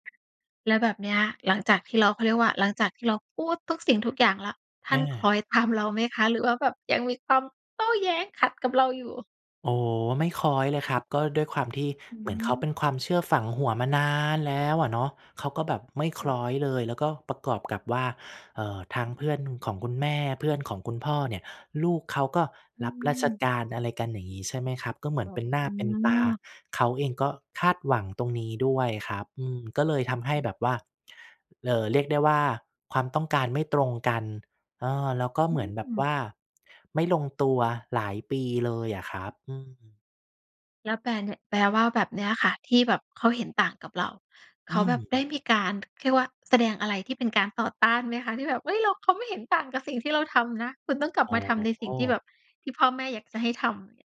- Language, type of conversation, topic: Thai, podcast, ถ้าคนอื่นไม่เห็นด้วย คุณยังทำตามความฝันไหม?
- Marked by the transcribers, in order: other background noise; put-on voice: "โต้แย้ง"; tapping